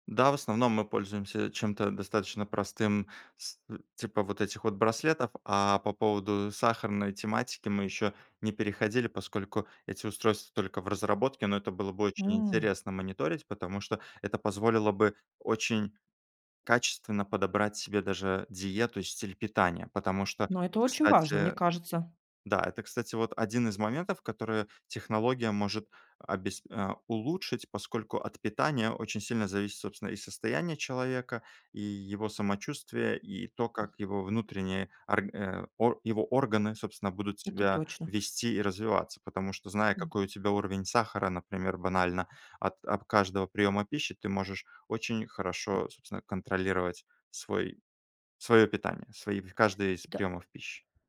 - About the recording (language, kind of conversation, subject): Russian, podcast, Как технологии изменят процесс старения и уход за пожилыми людьми?
- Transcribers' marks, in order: tapping